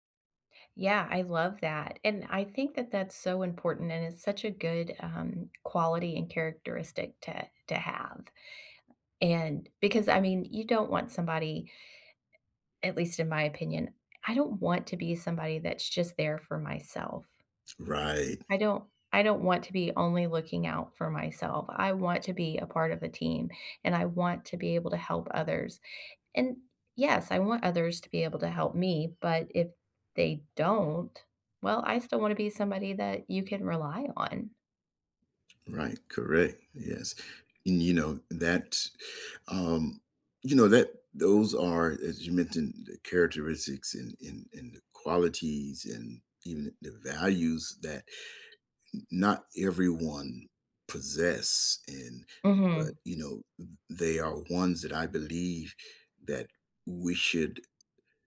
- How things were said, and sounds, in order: tapping; other background noise
- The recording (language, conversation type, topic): English, unstructured, Have you ever felt overlooked for a promotion?